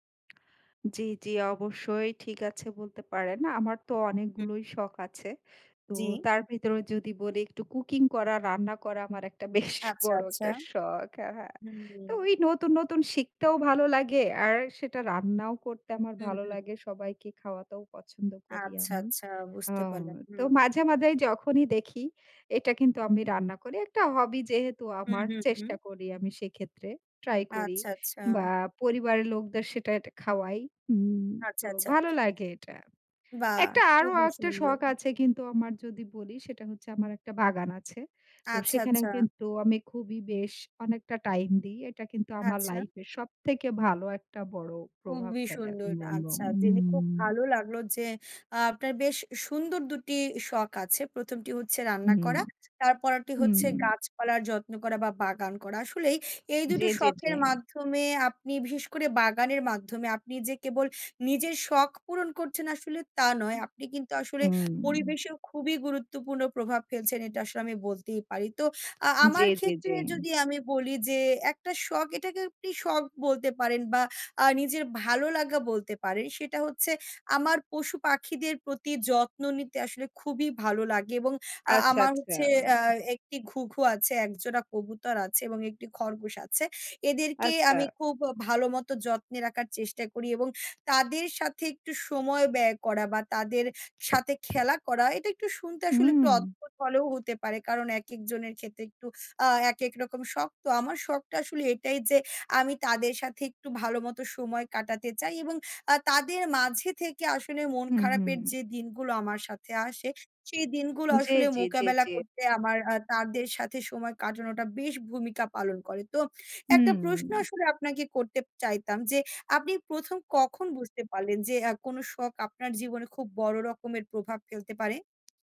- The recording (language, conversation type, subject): Bengali, unstructured, আপনার শখগুলো কি আপনার জীবনে কোনো পরিবর্তন এনেছে?
- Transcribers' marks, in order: other background noise; laughing while speaking: "বেশ বড় একটা শখ। হ্যাঁ, হ্যাঁ"